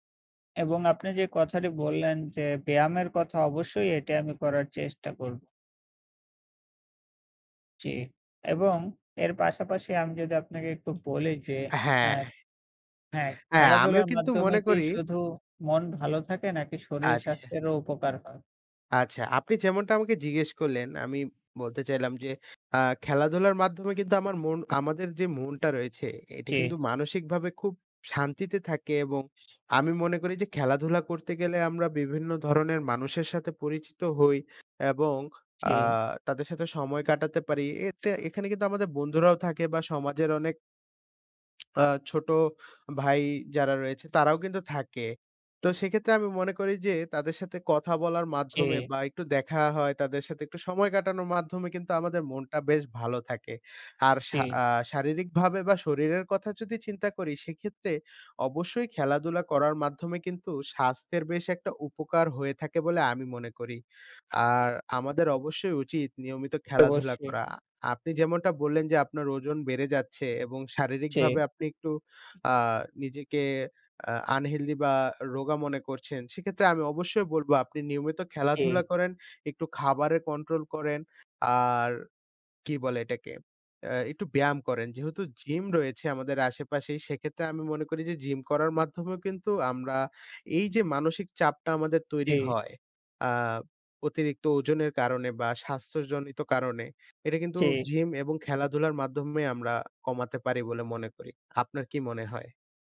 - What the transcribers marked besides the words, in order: tapping; inhale; other background noise; snort; tongue click
- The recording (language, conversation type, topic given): Bengali, unstructured, খেলাধুলা করা মানসিক চাপ কমাতে সাহায্য করে কিভাবে?